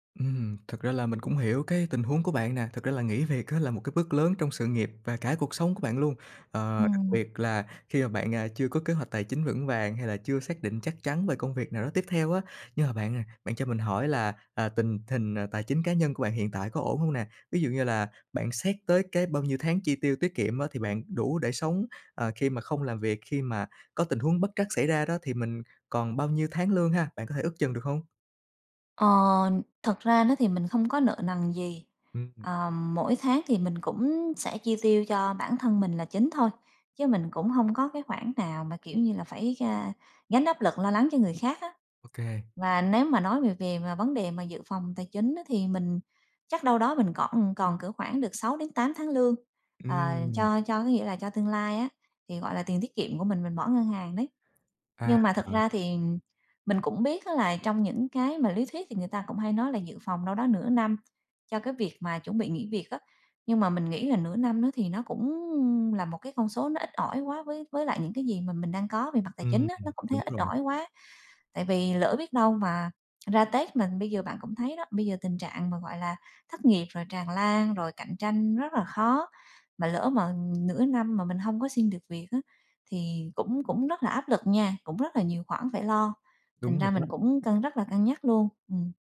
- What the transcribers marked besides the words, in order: tapping; other background noise
- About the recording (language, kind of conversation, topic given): Vietnamese, advice, Mình muốn nghỉ việc nhưng lo lắng về tài chính và tương lai, mình nên làm gì?